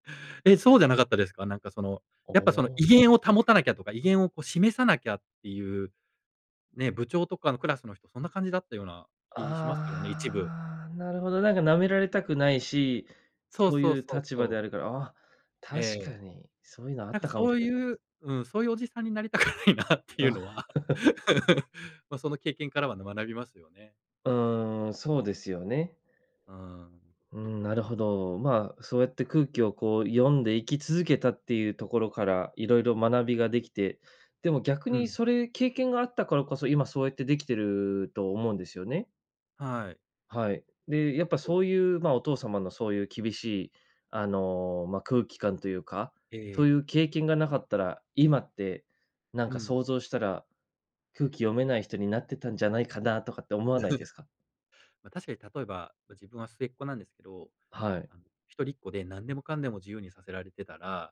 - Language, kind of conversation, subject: Japanese, podcast, 相手の空気を読みすぎてしまった経験はありますか？そのときどう対応しましたか？
- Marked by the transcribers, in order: laughing while speaking: "なりたくないなっていうのは"; laugh; chuckle